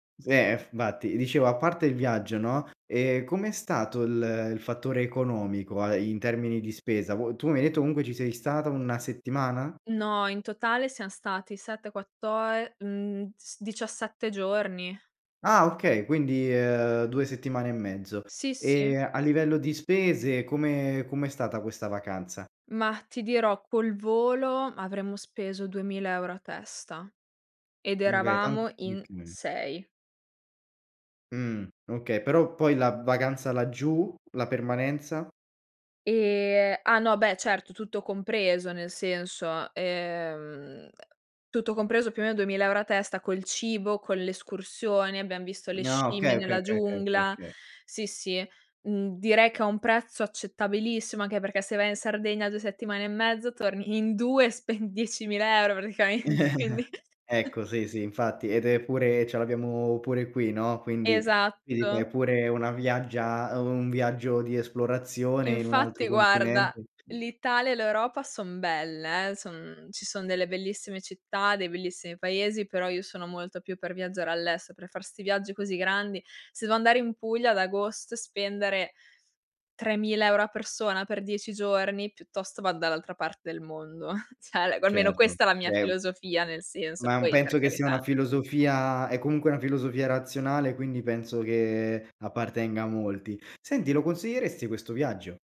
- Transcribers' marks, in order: laughing while speaking: "praticamente, quindi"; chuckle; unintelligible speech; other background noise; chuckle; "cioè" said as "ceh"
- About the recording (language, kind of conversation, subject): Italian, podcast, Raccontami di un viaggio nato da un’improvvisazione